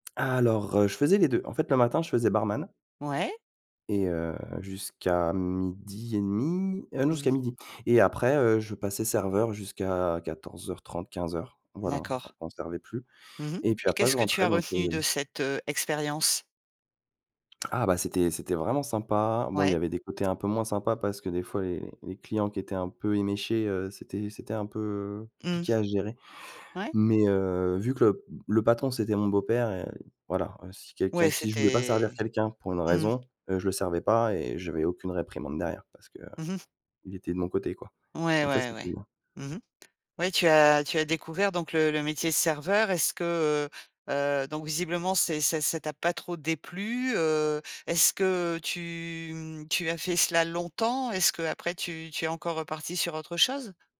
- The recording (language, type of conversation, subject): French, podcast, Qu’as-tu appris grâce à ton premier boulot ?
- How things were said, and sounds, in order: tapping